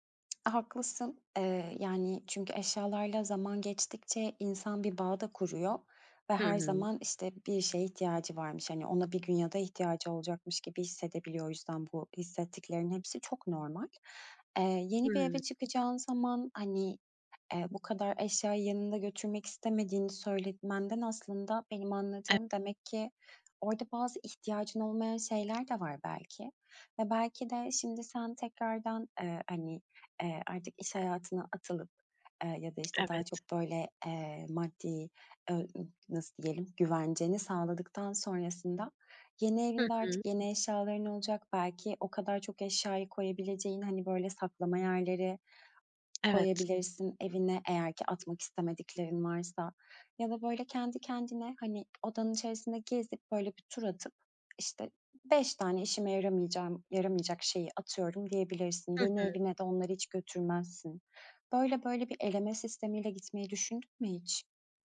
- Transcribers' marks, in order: other background noise; tapping; unintelligible speech
- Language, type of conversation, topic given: Turkish, advice, Minimalizme geçerken eşyaları elden çıkarırken neden suçluluk hissediyorum?